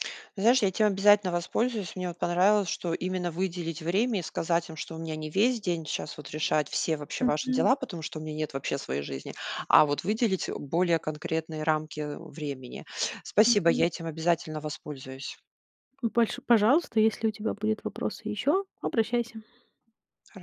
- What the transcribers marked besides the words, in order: none
- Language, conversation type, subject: Russian, advice, Как мне научиться устанавливать личные границы и перестать брать на себя лишнее?